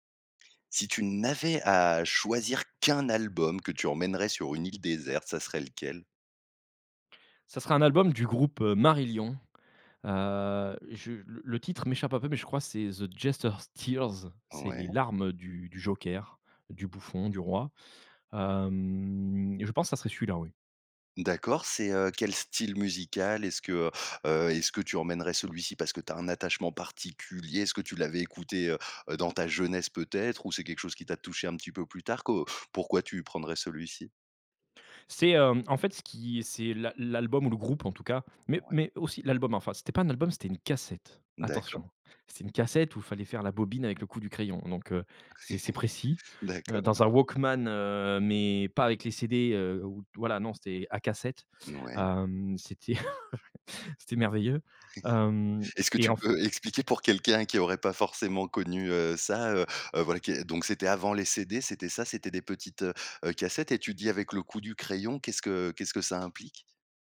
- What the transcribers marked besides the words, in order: stressed: "n'avais"; drawn out: "hem"; tapping; laugh; in English: "walkman"; chuckle; other background noise
- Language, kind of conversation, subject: French, podcast, Quel album emmènerais-tu sur une île déserte ?